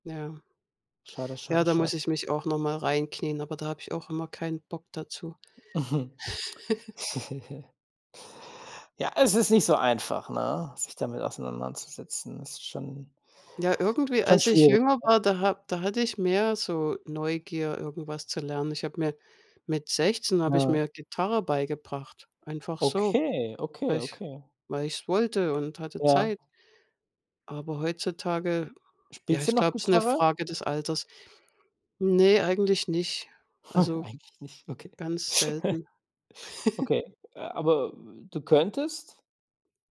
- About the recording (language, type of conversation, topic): German, unstructured, Was war der Auslöser für deinen Wunsch, etwas Neues zu lernen?
- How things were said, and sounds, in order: chuckle; other background noise; chuckle; laugh; chuckle; laugh; giggle